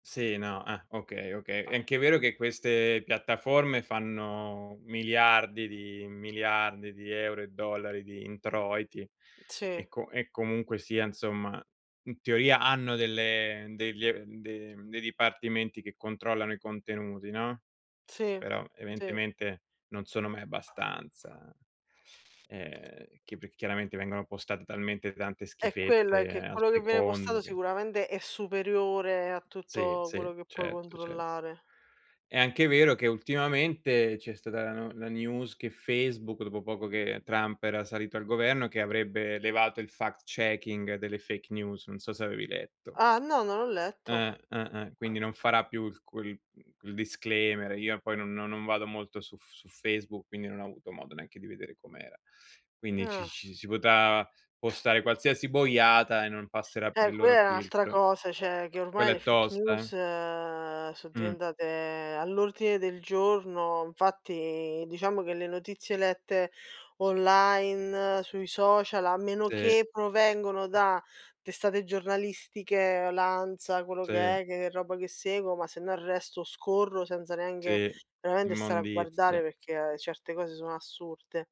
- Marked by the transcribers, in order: tapping; drawn out: "fanno"; "evidentemente" said as "eventemente"; other background noise; "certo" said as "cetto"; "certo" said as "cetto"; in English: "news"; in English: "fact checking"; in English: "disclaimer"; "potrà" said as "potà"; "cioè" said as "ceh"; in English: "fake news"; drawn out: "news"; "perché" said as "peché"
- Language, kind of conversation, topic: Italian, unstructured, Come ti senti riguardo alla censura sui social media?